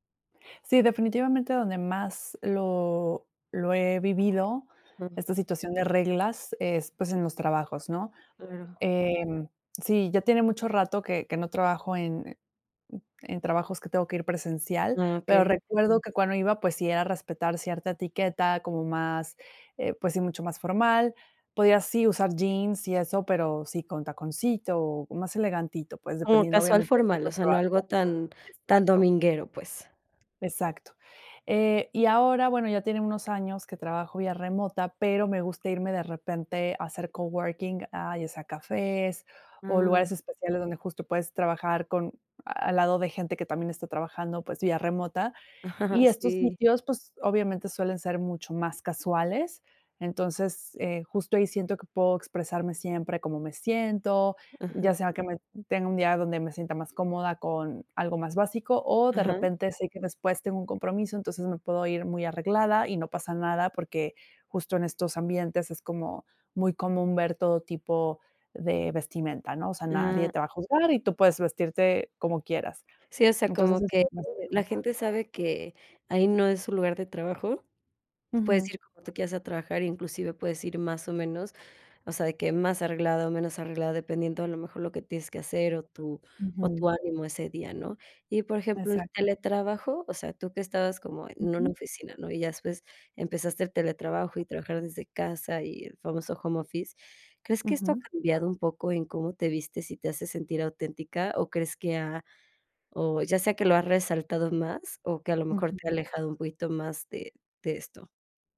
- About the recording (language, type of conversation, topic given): Spanish, podcast, ¿Qué te hace sentir auténtico al vestirte?
- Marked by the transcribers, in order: chuckle; unintelligible speech